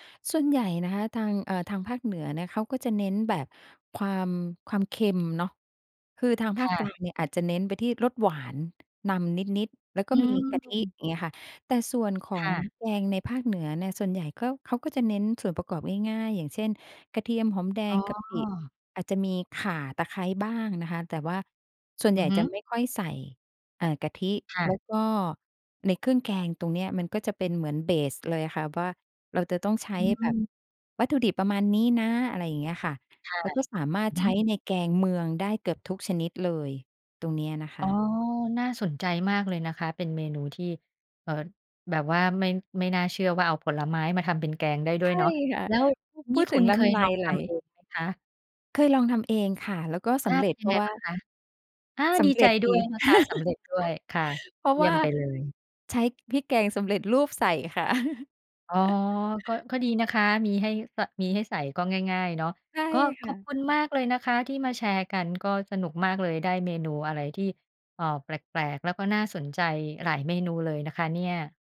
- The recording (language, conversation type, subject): Thai, podcast, อาหารจานไหนที่ทำให้คุณคิดถึงคนในครอบครัวมากที่สุด?
- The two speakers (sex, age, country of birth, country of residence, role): female, 50-54, Thailand, Thailand, guest; female, 50-54, Thailand, Thailand, host
- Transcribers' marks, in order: in English: "เบส"; other background noise; chuckle; chuckle